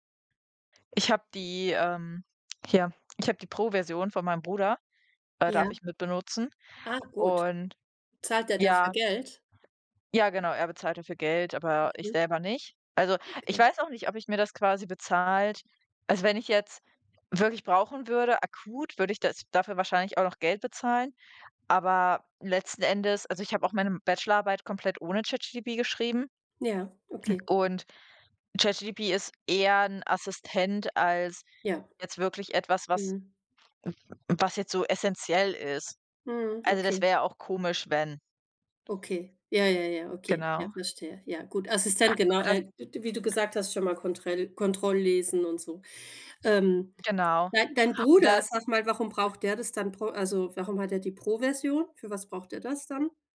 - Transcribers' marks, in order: "ChatGPT" said as "ChatGDP"; "ChatGPT" said as "ChatGDP"; other background noise
- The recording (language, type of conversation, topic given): German, unstructured, Wofür gibst du am liebsten Geld aus, um dich glücklich zu fühlen?